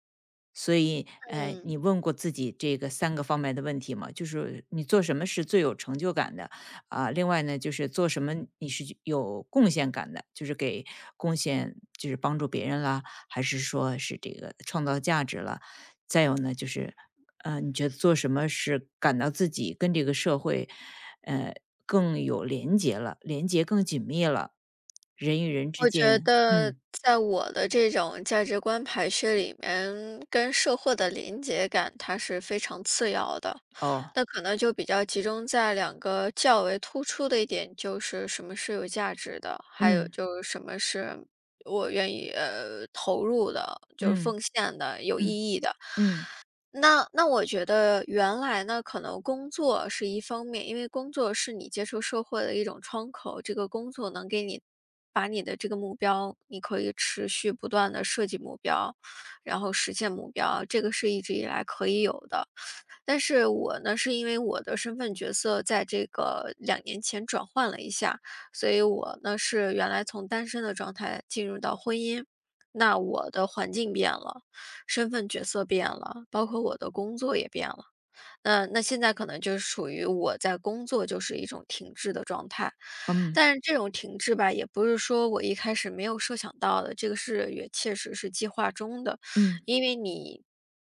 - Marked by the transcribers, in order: none
- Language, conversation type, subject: Chinese, advice, 我怎样才能把更多时间投入到更有意义的事情上？